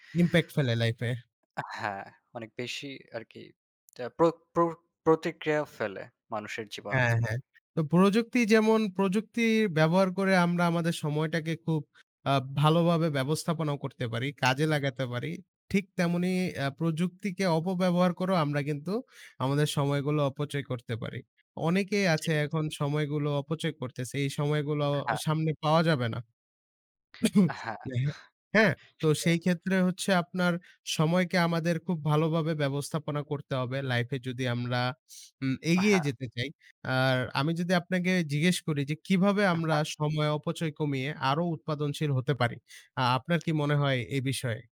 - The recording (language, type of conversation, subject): Bengali, unstructured, কীভাবে আমরা সময় ব্যবস্থাপনাকে আরও কার্যকর করতে পারি?
- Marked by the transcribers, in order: tapping; other background noise; cough